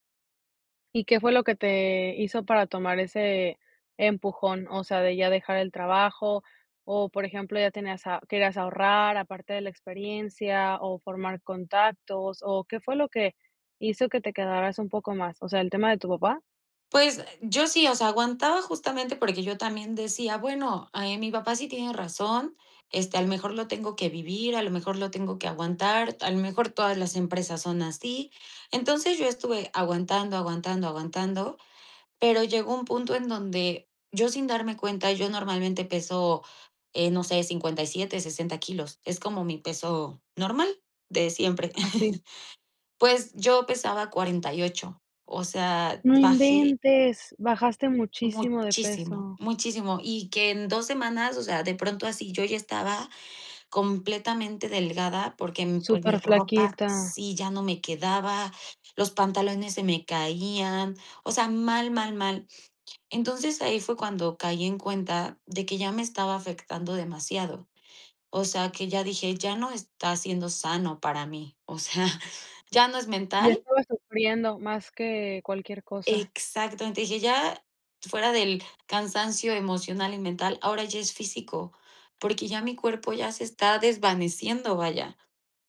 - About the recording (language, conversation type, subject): Spanish, podcast, ¿Cómo decidiste dejar un trabajo estable?
- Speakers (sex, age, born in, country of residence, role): female, 30-34, Mexico, Mexico, guest; female, 30-34, Mexico, United States, host
- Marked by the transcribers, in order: chuckle; stressed: "muchísimo"; other noise; chuckle